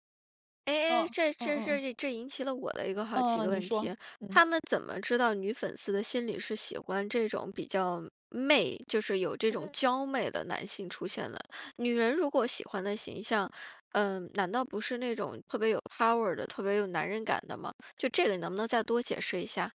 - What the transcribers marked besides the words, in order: other background noise; in English: "power"
- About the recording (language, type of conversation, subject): Chinese, podcast, 粉丝文化为什么这么有力量？